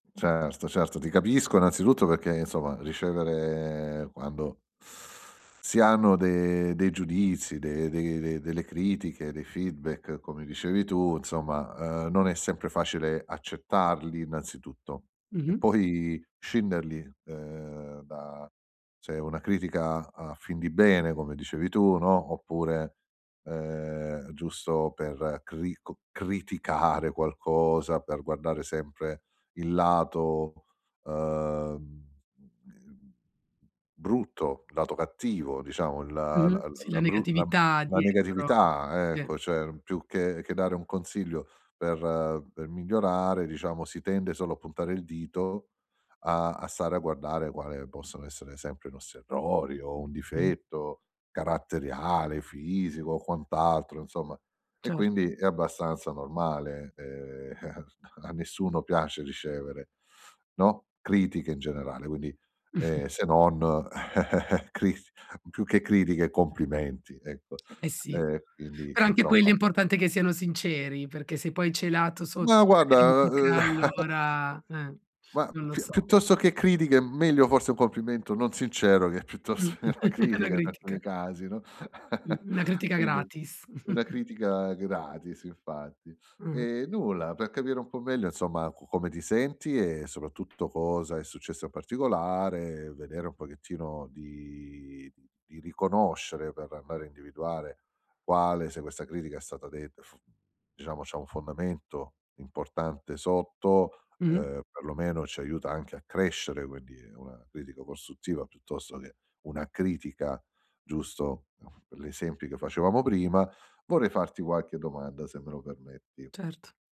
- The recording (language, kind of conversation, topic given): Italian, advice, Come posso capire se un feedback è costruttivo o distruttivo?
- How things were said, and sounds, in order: in English: "feedback"; "insomma" said as "nzomma"; drawn out: "uhm"; "cioè" said as "ceh"; "insomma" said as "nzomma"; chuckle; laughing while speaking: "a"; chuckle; chuckle; "insomma" said as "inzomma"; chuckle; laughing while speaking: "piuttosto che una"; laughing while speaking: "È"; chuckle; chuckle; other background noise; chuckle